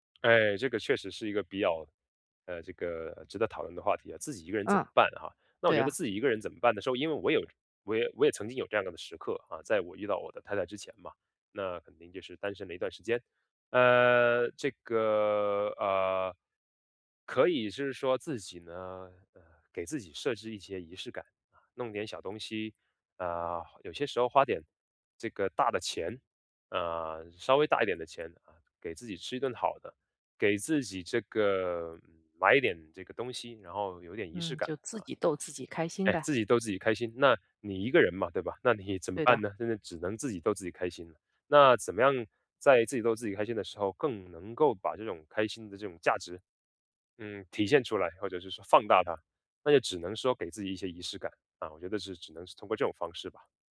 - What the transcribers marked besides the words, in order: none
- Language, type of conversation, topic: Chinese, podcast, 能聊聊你日常里的小确幸吗？